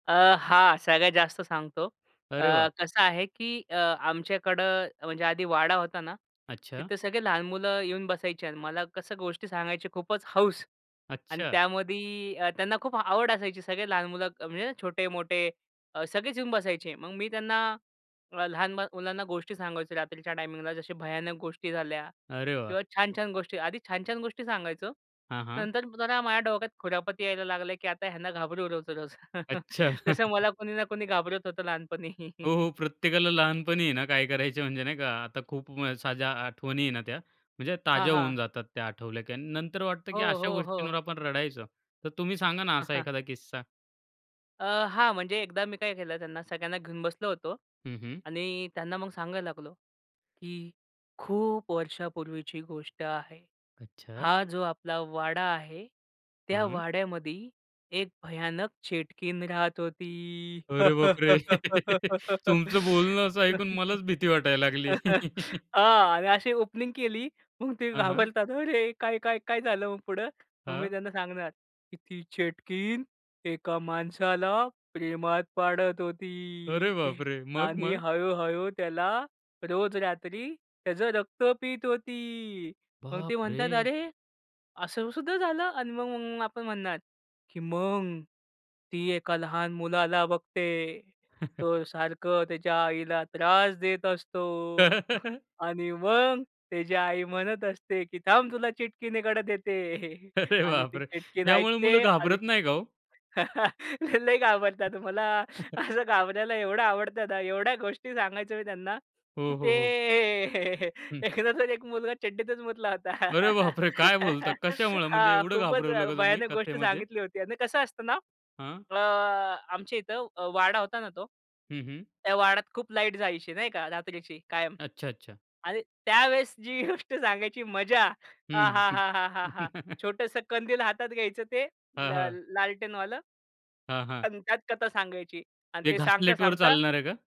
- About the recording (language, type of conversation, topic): Marathi, podcast, तुम्ही लहान मुलांना रात्रीची गोष्ट कशी सांगता?
- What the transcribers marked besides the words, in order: chuckle; laugh; chuckle; afraid: "खूप वर्षापूर्वीची गोष्ट आहे. हा … चेटकीन राहत होती"; tapping; laugh; laughing while speaking: "तुमचं बोलणं असं ऐकून मलाच भीती वाटायला लागली"; laugh; in English: "ओपनिंग"; laugh; afraid: "ती चेटकीण एका माणसाला प्रेमात … रक्त पित होती"; surprised: "अरे! असं सुद्धा झालं"; surprised: "बापरे!"; afraid: "मग ती एका लहान मुलाला … ती चिटकीन ऐकते"; chuckle; laugh; chuckle; laughing while speaking: "आणि ते लय घाबरतात. मला … गोष्ट सांगितली होती"; laughing while speaking: "अरे बापरे!"; chuckle; surprised: "अरे बापरे!"; anticipating: "काय बोलता कशामुळं? म्हणजे एवढं घाबरवलं का तुम्ही कथेमध्ये?"; laughing while speaking: "त्यावेळेस जी गोष्ट सांगायची मजा"; chuckle